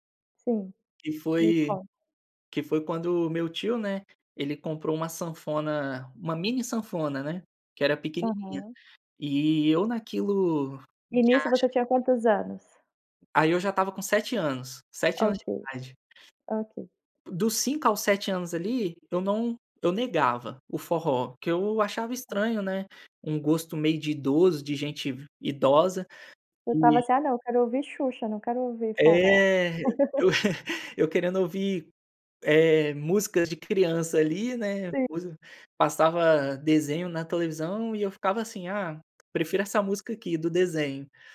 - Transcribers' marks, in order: other background noise; chuckle
- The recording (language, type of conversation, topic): Portuguese, podcast, Como sua família influenciou seu gosto musical?